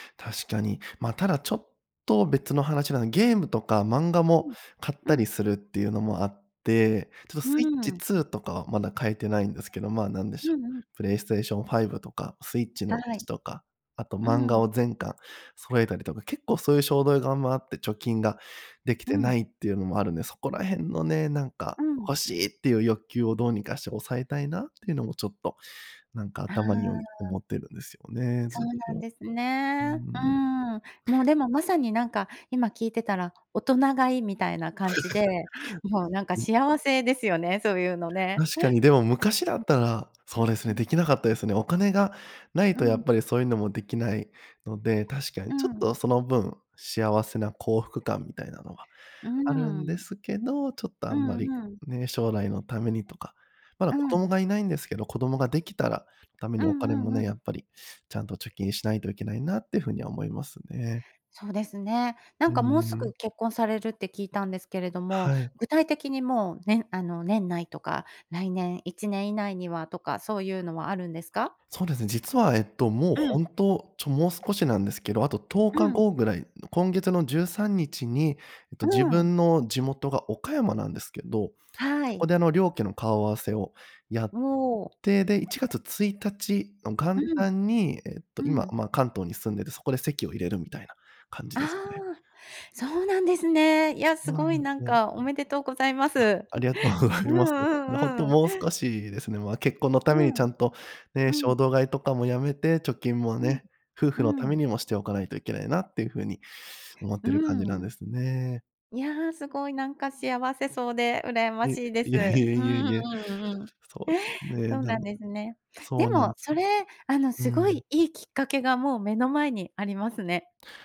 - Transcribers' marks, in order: other noise; "衝動買い" said as "しょうどうがん"; laugh; tapping; laugh
- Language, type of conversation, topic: Japanese, advice, 衝動買いを繰り返して貯金できない習慣をどう改善すればよいですか？